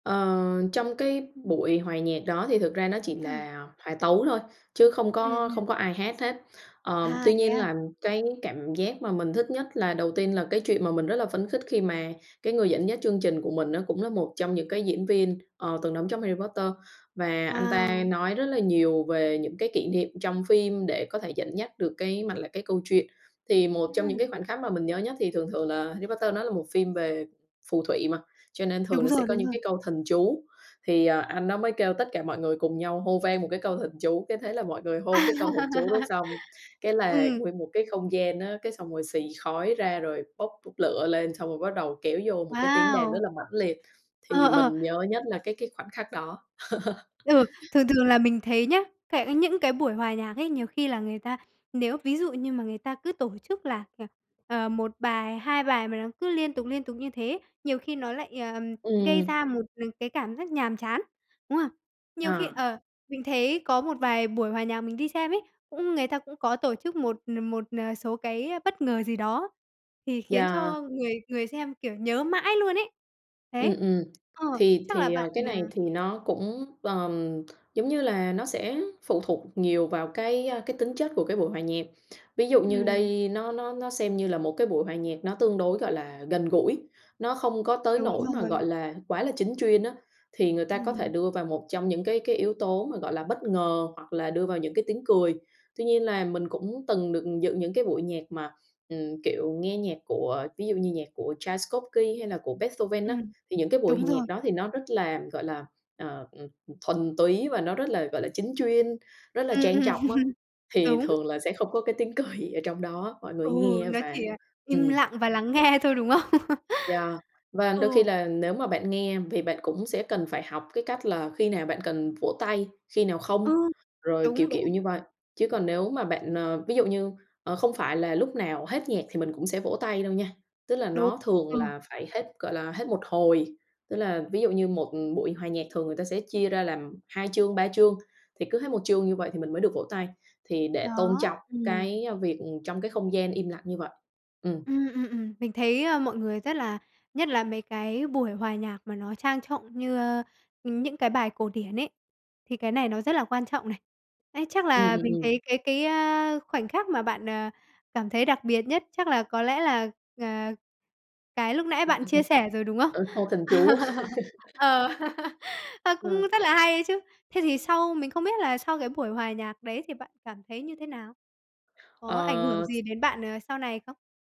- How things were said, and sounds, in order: tapping; other background noise; laughing while speaking: "À!"; laugh; laughing while speaking: "ừm"; laughing while speaking: "cười"; laughing while speaking: "nghe thôi, đúng không?"; laugh; laugh; "câu" said as "pâu"; laugh; laughing while speaking: "Ờ"; laugh
- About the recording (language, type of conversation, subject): Vietnamese, podcast, Bạn có thể kể về buổi hòa nhạc khiến bạn nhớ mãi không?